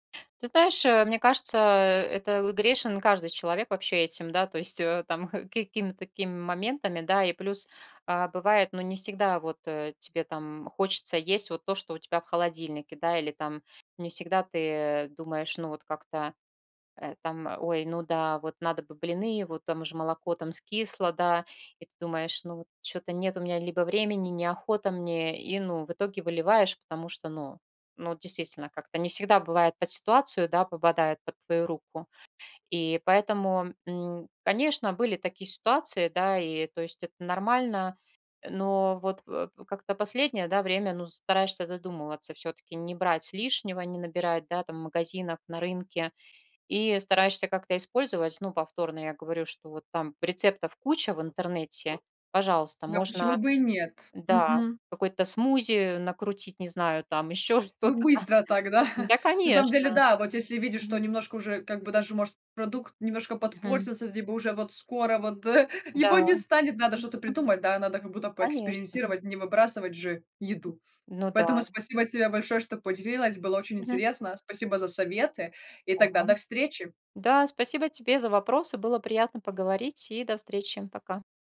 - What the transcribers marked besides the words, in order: laughing while speaking: "да"; laughing while speaking: "еще что-то там"; other background noise
- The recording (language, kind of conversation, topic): Russian, podcast, Какие у вас есть советы, как уменьшить пищевые отходы дома?